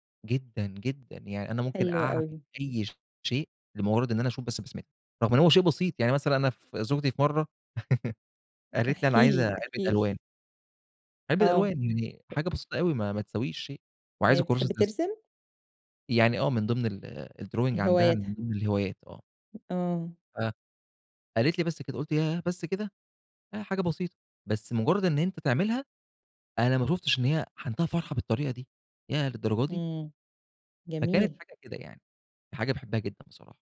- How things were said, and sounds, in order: tapping; chuckle; in English: "الDrawing"
- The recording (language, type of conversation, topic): Arabic, podcast, إيه أصغر حاجة بسيطة بتخليك تبتسم من غير سبب؟